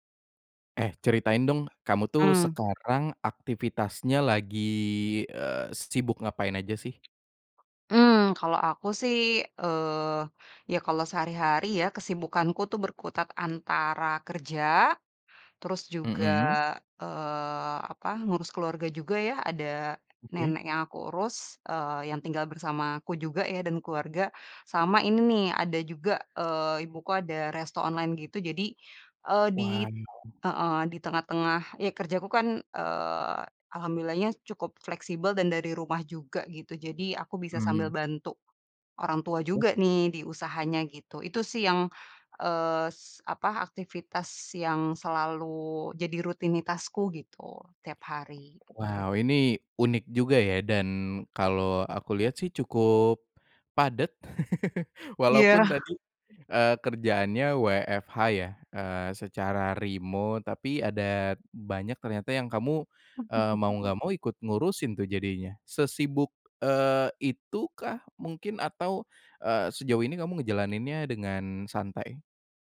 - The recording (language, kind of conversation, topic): Indonesian, podcast, Apa rutinitas malam yang membantu kamu bangun pagi dengan segar?
- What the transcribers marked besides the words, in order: laugh; in English: "WFH"; in English: "remote"; chuckle